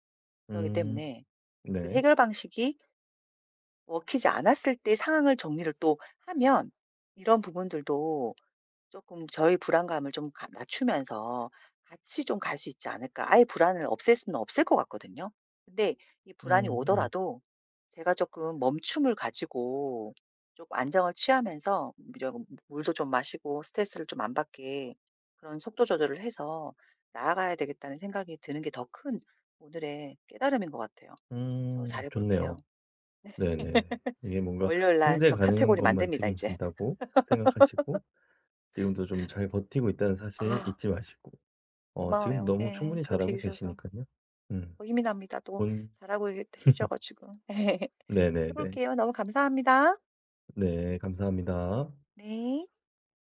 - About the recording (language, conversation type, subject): Korean, advice, 통제할 수 없는 사건들 때문에 생기는 불안은 어떻게 다뤄야 할까요?
- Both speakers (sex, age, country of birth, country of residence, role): female, 40-44, South Korea, South Korea, user; male, 60-64, South Korea, South Korea, advisor
- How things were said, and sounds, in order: tapping; unintelligible speech; laugh; laugh; "이있테" said as "있다고"; laugh